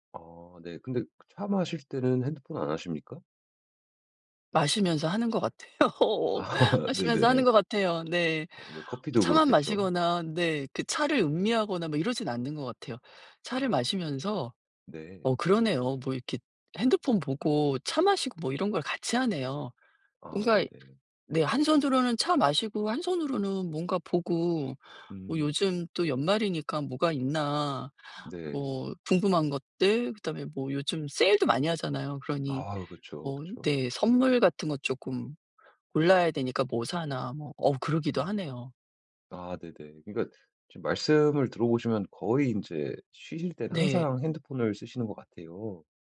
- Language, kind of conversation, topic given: Korean, advice, 일상에서 번아웃을 피하려면 짧은 휴식을 어떻게 효과적으로 취하는 게 좋을까요?
- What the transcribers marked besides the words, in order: laughing while speaking: "같아요"; laughing while speaking: "아 네네"; other noise